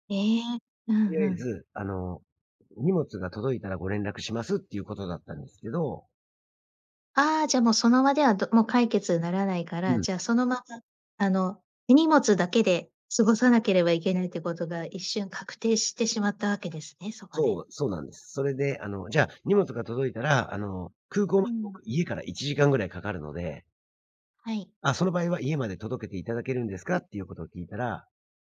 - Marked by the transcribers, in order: none
- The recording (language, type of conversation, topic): Japanese, podcast, 荷物が届かなかったとき、どう対応しましたか？